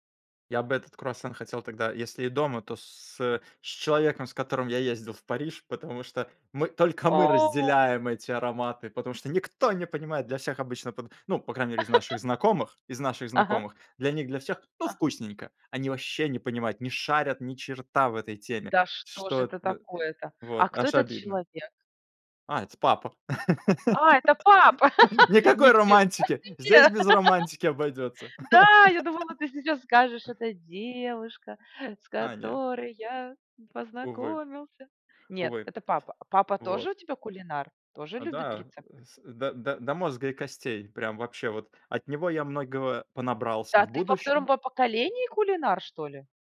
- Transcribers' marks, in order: drawn out: "О"; laugh; other background noise; laugh; put-on voice: "Это девушка, с которой я познакомился"; laugh
- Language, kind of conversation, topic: Russian, podcast, Какой запах мгновенно поднимает тебе настроение?